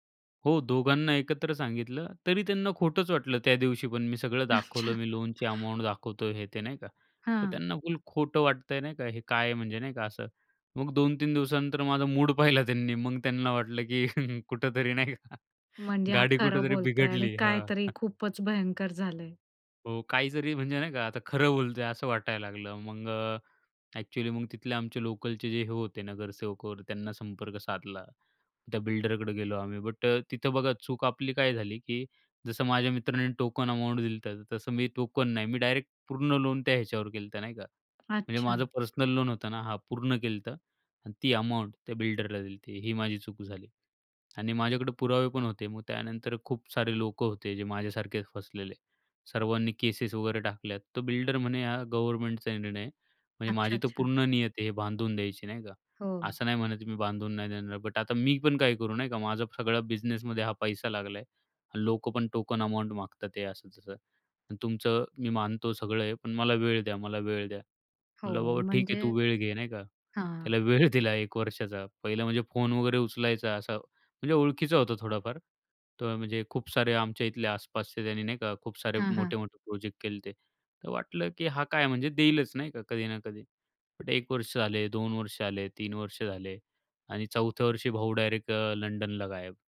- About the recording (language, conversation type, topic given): Marathi, podcast, आयुष्यातील चुकीच्या निर्णयातून तुम्ही काय शिकलात?
- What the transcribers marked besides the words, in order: laughing while speaking: "अच्छा"; chuckle; laughing while speaking: "कुठेतरी नाही का"; tapping; other background noise; laughing while speaking: "त्याला वेळ दिला एक वर्षाचा"